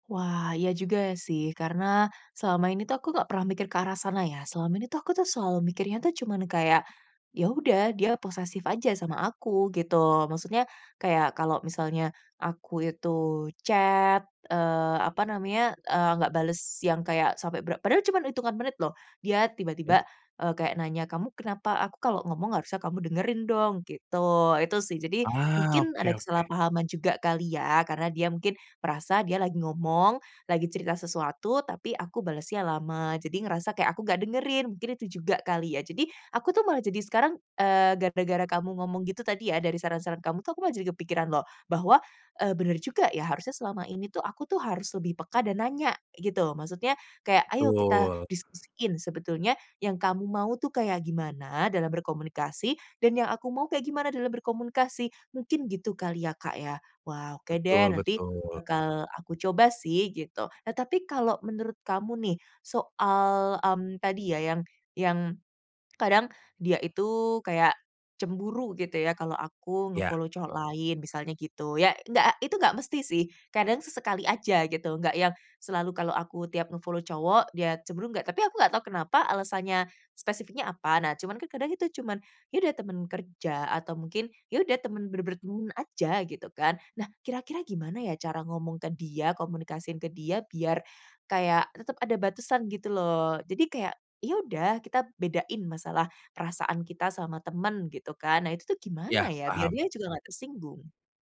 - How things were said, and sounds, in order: in English: "chat"; swallow; in English: "nge-follow"; in English: "nge-follow"; other background noise
- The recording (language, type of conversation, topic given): Indonesian, advice, Bagaimana caranya menetapkan batasan yang sehat dalam hubungan tanpa membuat pasangan tersinggung?